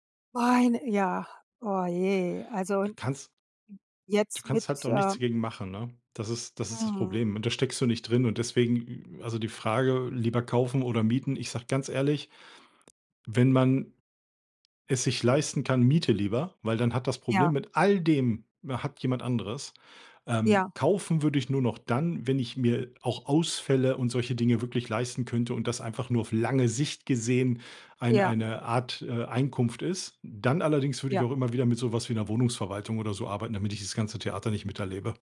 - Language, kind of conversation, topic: German, podcast, Würdest du lieber kaufen oder mieten, und warum?
- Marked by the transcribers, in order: other background noise; stressed: "all dem"; stressed: "lange"